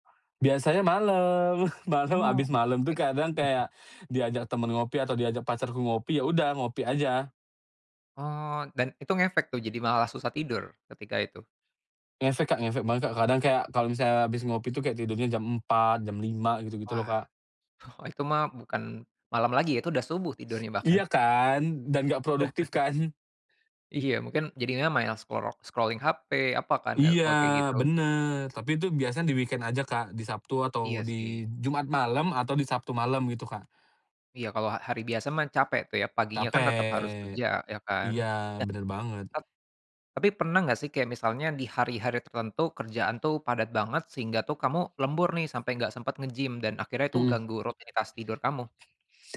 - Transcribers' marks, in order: chuckle; other background noise; chuckle; in English: "scrolling"; in English: "di-weekend"; in English: "nge-gym"; tapping
- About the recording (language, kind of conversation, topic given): Indonesian, podcast, Apa rutinitas malam yang membantu kamu tidur nyenyak?